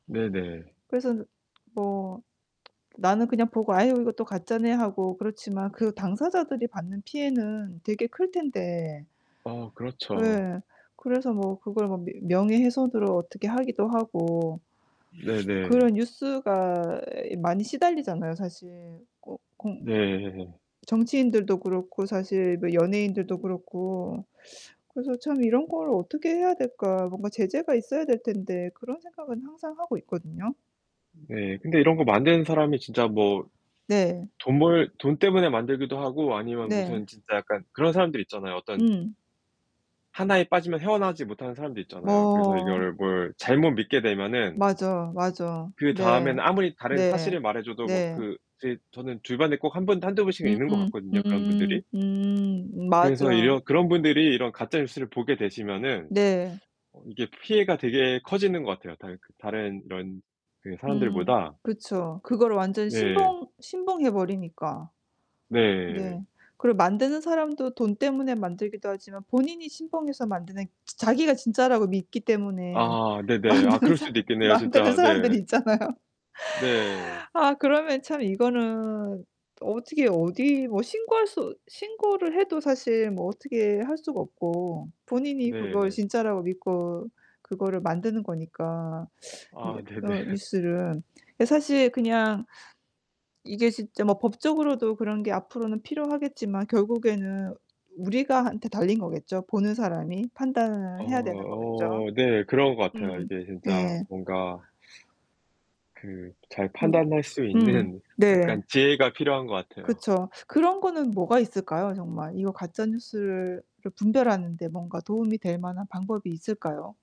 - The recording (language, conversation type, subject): Korean, unstructured, 가짜 뉴스가 우리 사회에 어떤 영향을 미칠까요?
- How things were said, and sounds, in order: mechanical hum; tsk; other background noise; laughing while speaking: "네"; background speech; teeth sucking; laughing while speaking: "만드는 사 만드는 사람들이 있잖아요"; teeth sucking; laughing while speaking: "네네"; teeth sucking